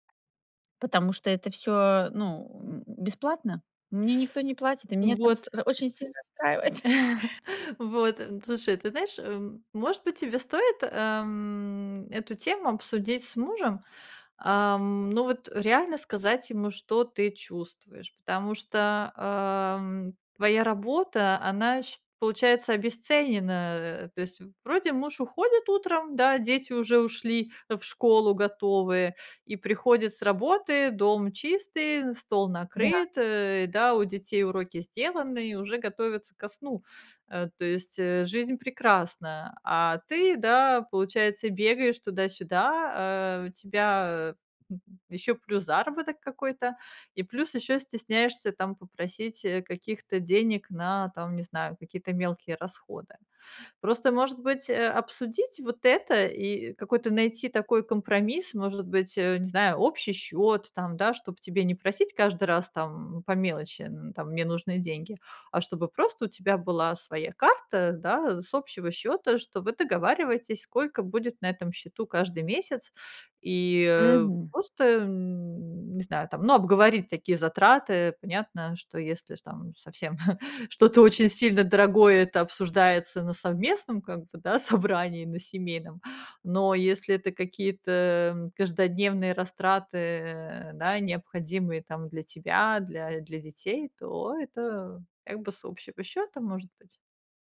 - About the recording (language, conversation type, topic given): Russian, advice, Как перестать ссориться с партнёром из-за распределения денег?
- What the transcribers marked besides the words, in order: laugh; chuckle; chuckle; laughing while speaking: "собрании"